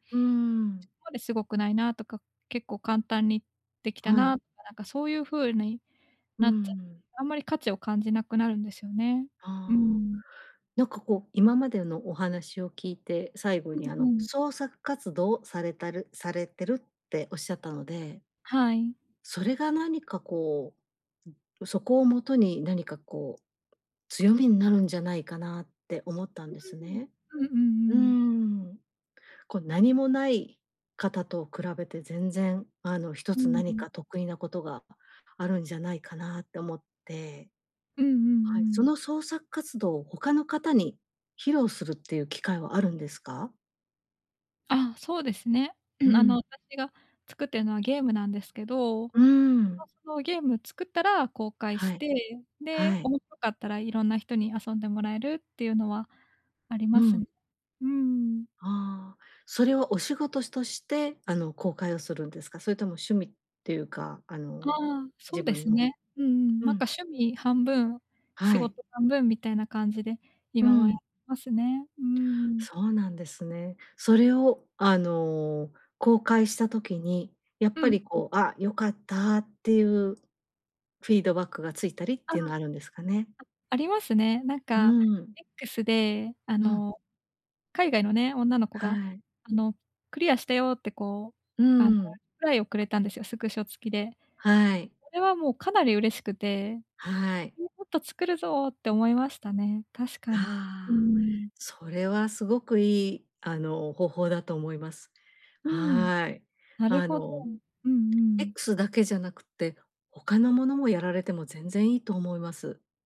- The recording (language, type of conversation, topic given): Japanese, advice, 他人と比べて落ち込んでしまうとき、どうすれば自信を持てるようになりますか？
- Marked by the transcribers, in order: other background noise; in English: "リプライ"; unintelligible speech; tapping